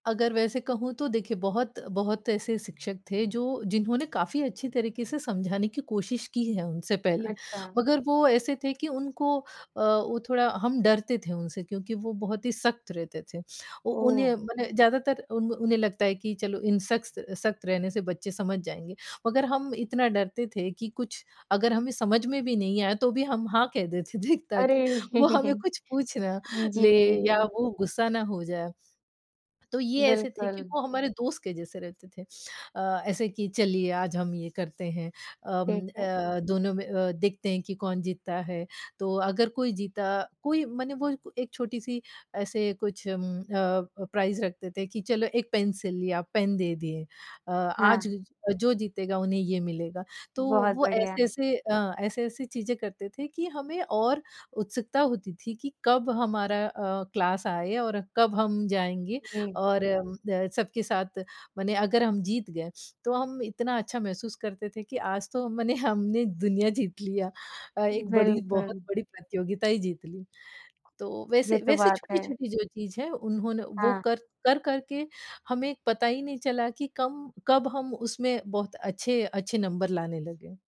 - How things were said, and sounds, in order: chuckle; laughing while speaking: "देते थे"; in English: "प्राइज़"; laughing while speaking: "मने"
- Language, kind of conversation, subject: Hindi, podcast, आपके स्कूल के किस शिक्षक ने आपको सबसे ज़्यादा प्रभावित किया और कैसे?